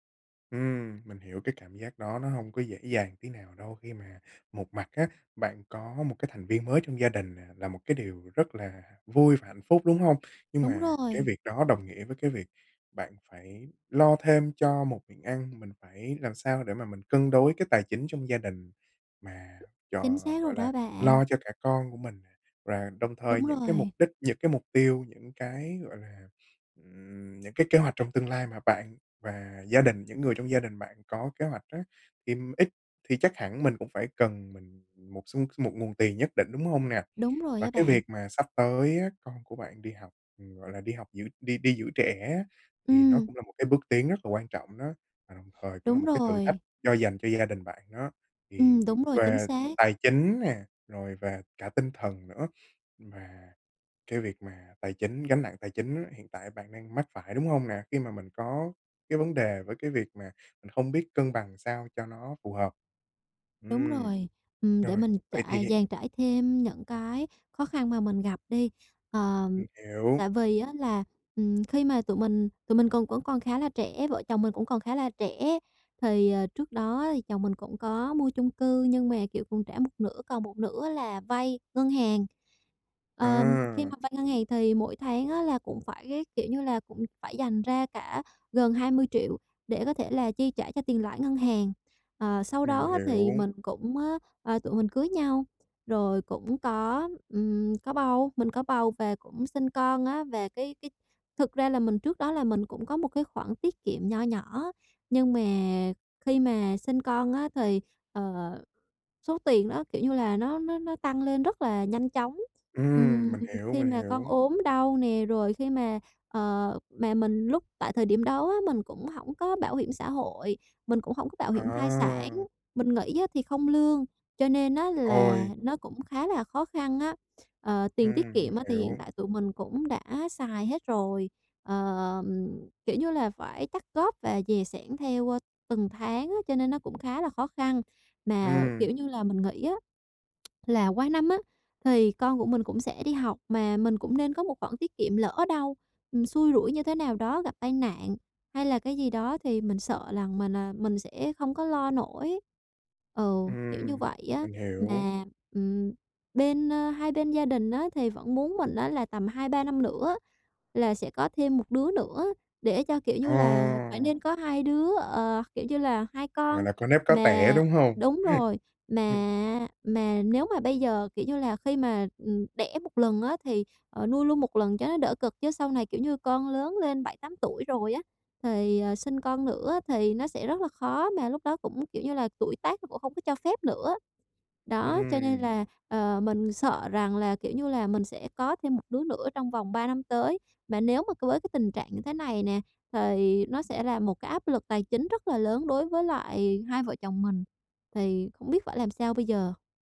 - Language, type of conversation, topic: Vietnamese, advice, Bạn cần chuẩn bị tài chính thế nào trước một thay đổi lớn trong cuộc sống?
- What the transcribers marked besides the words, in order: tapping; other background noise; laugh